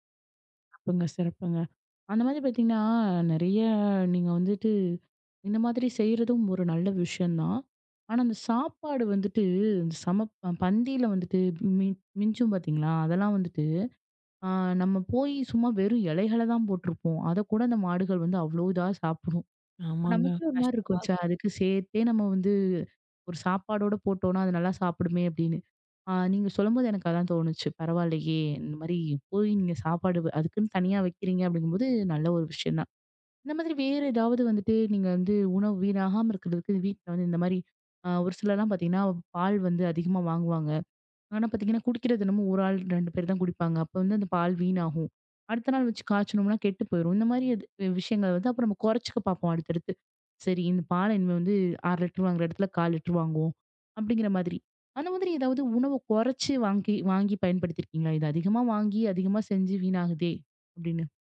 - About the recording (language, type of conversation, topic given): Tamil, podcast, உணவு வீணாவதைத் தவிர்க்க எளிய வழிகள் என்ன?
- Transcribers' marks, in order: other noise; "கொறச்சு" said as "குறைச்சு"